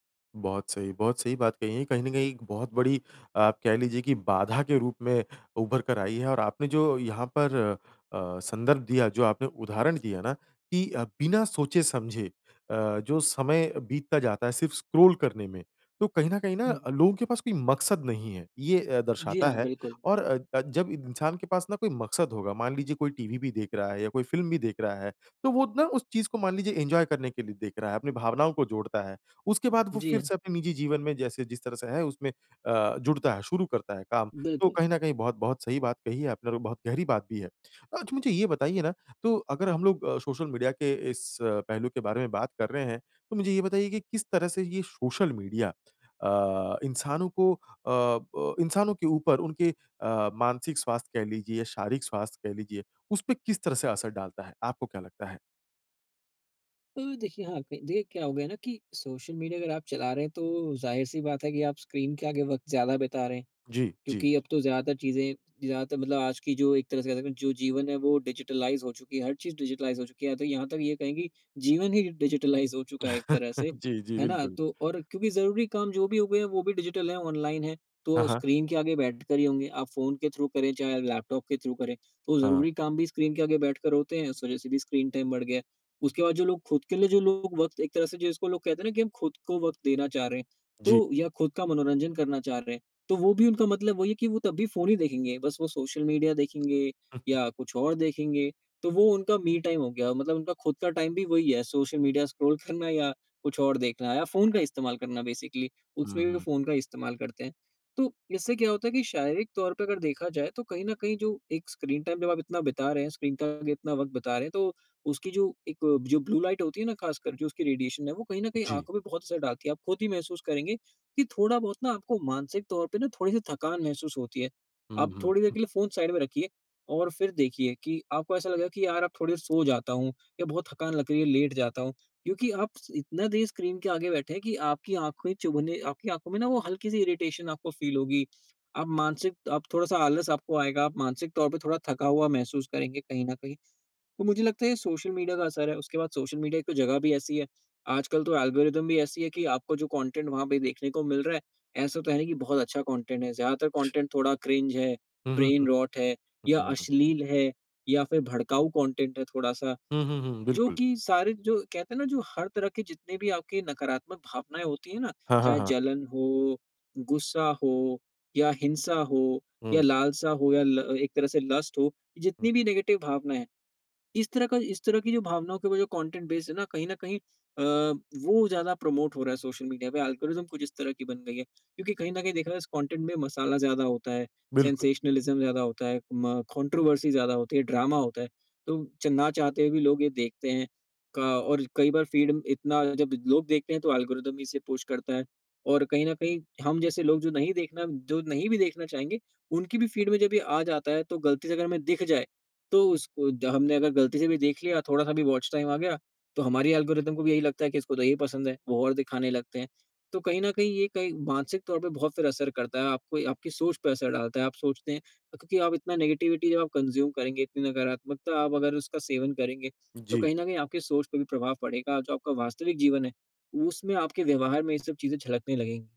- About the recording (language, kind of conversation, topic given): Hindi, podcast, सोशल मीडिया ने हमारी बातचीत और रिश्तों को कैसे बदल दिया है?
- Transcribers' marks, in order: in English: "स्क्रॉल"; in English: "एन्जॉय"; in English: "डिजिटलाइज़"; in English: "डिजिटलाइज़"; in English: "डिजिटलाइज़"; chuckle; in English: "डिजिटल"; in English: "थ्रू"; in English: "थ्रू"; in English: "स्क्रीन टाइम"; in English: "मी टाइम"; in English: "टाइम"; in English: "स्क्रॉल"; chuckle; in English: "बेसिकली"; in English: "स्क्रीन टाइम"; in English: "ब्लू लाइट"; in English: "रेडिएशन"; in English: "साइड"; in English: "इरिटेशन"; in English: "फ़ील"; in English: "एल्गोरिदम"; in English: "कॉन्टेन्ट"; other background noise; in English: "कॉन्टेन्ट"; unintelligible speech; in English: "कॉन्टेन्ट"; in English: "क्रिंज"; in English: "ब्रेन-रोट"; in English: "कॉन्टेन्ट"; in English: "लस्ट"; in English: "नेगेटिव"; in English: "कॉन्टेन्ट"; in English: "प्रमोट"; in English: "एल्गोरिदम"; in English: "कॉन्टेन्ट"; in English: "सेंसेशनलिज़्म"; in English: "कॉन्ट्रोवर्सी"; in English: "ड्रामा"; in English: "फ़ीड"; in English: "एल्गोरिदम"; in English: "पुश"; in English: "फ़ीड"; in English: "वॉच टाइम"; in English: "एल्गोरिदम"; in English: "नेगेटिविटी"; in English: "कंज़्यूम"